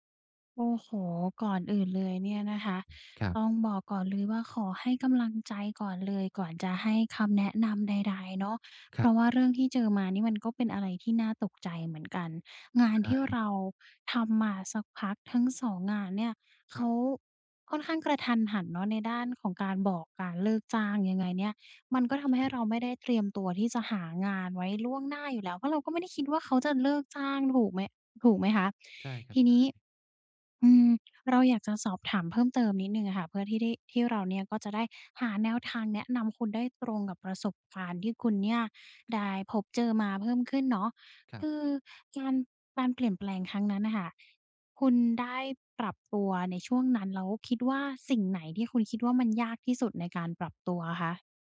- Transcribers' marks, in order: tapping; other background noise
- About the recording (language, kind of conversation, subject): Thai, advice, คุณจะปรับตัวอย่างไรเมื่อมีการเปลี่ยนแปลงเกิดขึ้นบ่อย ๆ?